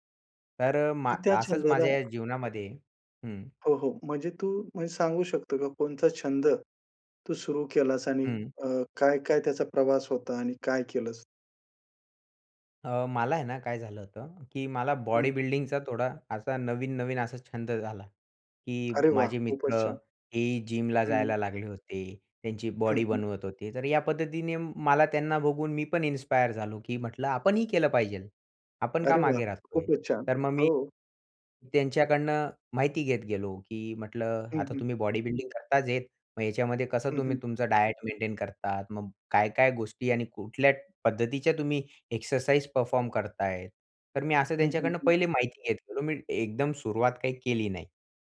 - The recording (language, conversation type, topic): Marathi, podcast, एखादा नवीन छंद सुरू कसा करावा?
- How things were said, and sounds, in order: tapping; other background noise; in English: "बॉडी बिल्डिंगचा"; in English: "जिमला"; in English: "बॉडी बिल्डिंग"; in English: "डायट"